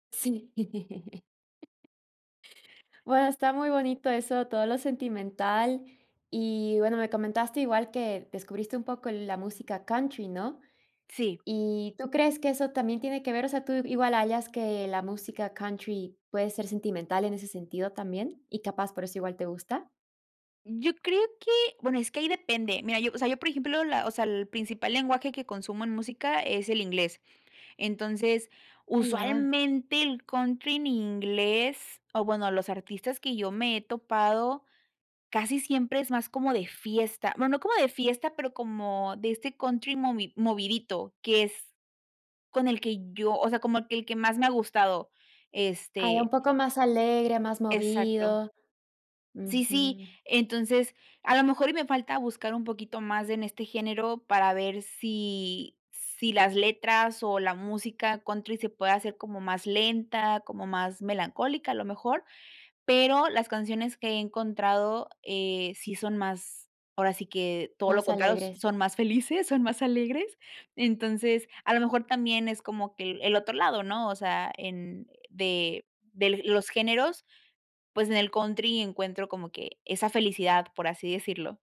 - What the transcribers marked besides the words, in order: chuckle; other background noise; tapping
- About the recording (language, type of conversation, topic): Spanish, podcast, ¿Qué papel tuvieron la radio o Spotify en los cambios de tu gusto musical?